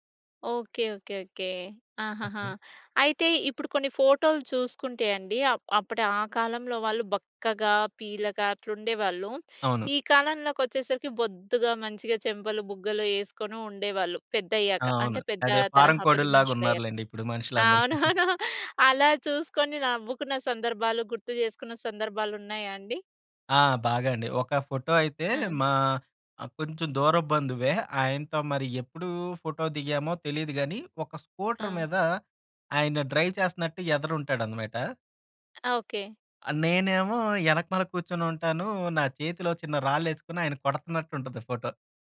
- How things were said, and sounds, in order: other noise; in English: "ఫారెన్"; laugh; chuckle; in English: "స్కూటర్"; in English: "డ్రైవ్"
- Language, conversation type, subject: Telugu, podcast, మీ కుటుంబపు పాత ఫోటోలు మీకు ఏ భావాలు తెస్తాయి?